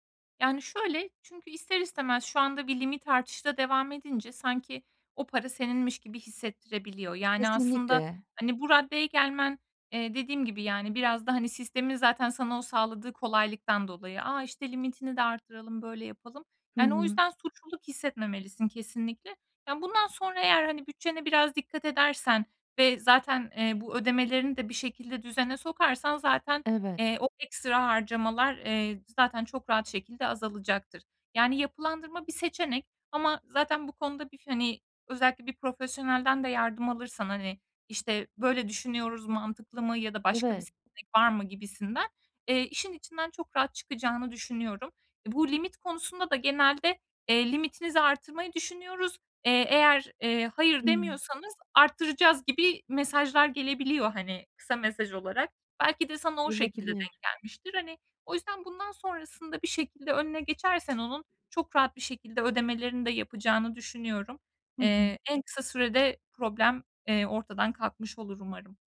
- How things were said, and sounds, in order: none
- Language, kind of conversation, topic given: Turkish, advice, Kredi kartı borcumu azaltamayıp suçluluk hissettiğimde bununla nasıl başa çıkabilirim?